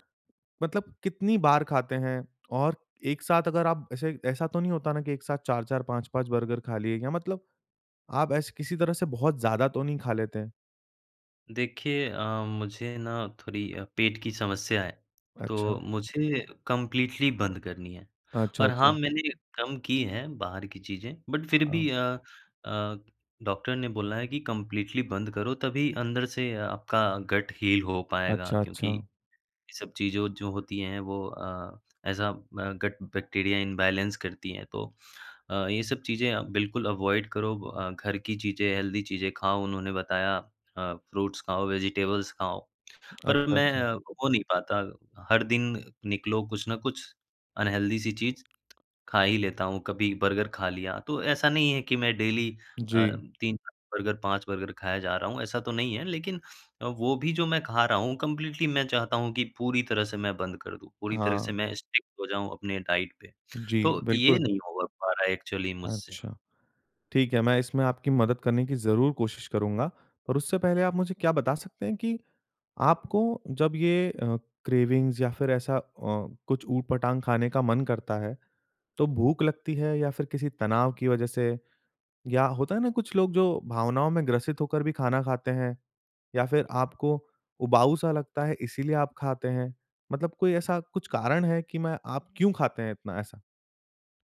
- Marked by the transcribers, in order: in English: "कंप्लीटली"; in English: "बट"; in English: "कंप्लीटली"; in English: "गट हील"; in English: "ऐज़ अ, ब गट बैक्टीरिया इम्बैलेंस"; in English: "अवॉइड"; in English: "हेल्दी"; in English: "फ्रूट्स"; in English: "वेजिटेबल्स"; lip smack; tapping; in English: "अनहेल्दी"; in English: "डेली"; in English: "कंप्लीटली"; in English: "स्ट्रिक्ट"; in English: "डाइट"; in English: "एक्चुअली"; in English: "क्रेविंग्स"
- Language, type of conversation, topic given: Hindi, advice, आपकी खाने की तीव्र इच्छा और बीच-बीच में खाए जाने वाले नाश्तों पर आपका नियंत्रण क्यों छूट जाता है?